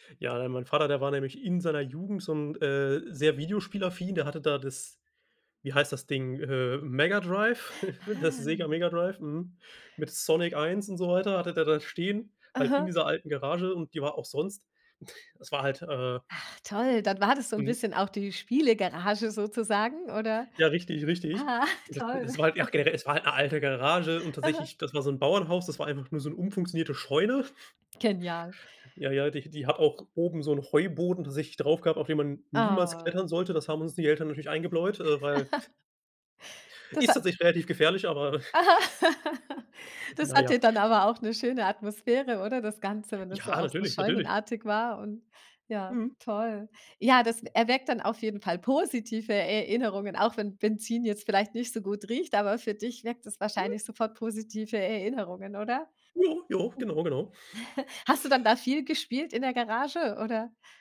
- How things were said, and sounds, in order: chuckle; drawn out: "Ah"; laughing while speaking: "Ah"; chuckle; giggle; snort; laughing while speaking: "Aha"; put-on voice: "Hm"; put-on voice: "Ja, ja"; chuckle
- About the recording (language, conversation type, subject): German, podcast, Welche Gerüche wecken bei dir sofort Erinnerungen?